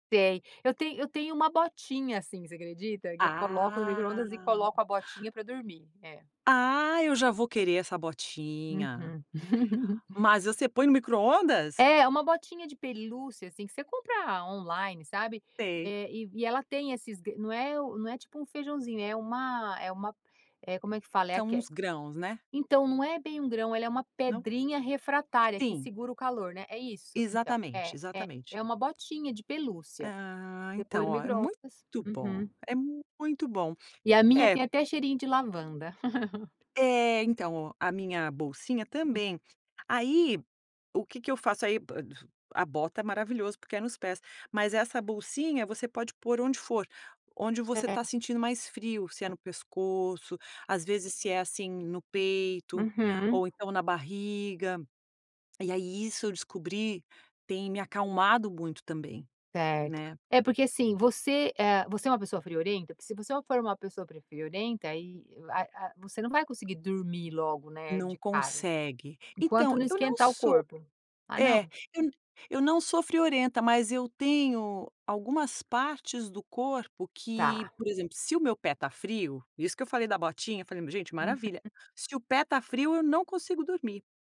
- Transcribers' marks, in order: chuckle; tapping; chuckle; other background noise
- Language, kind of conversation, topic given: Portuguese, podcast, O que você costuma fazer quando não consegue dormir?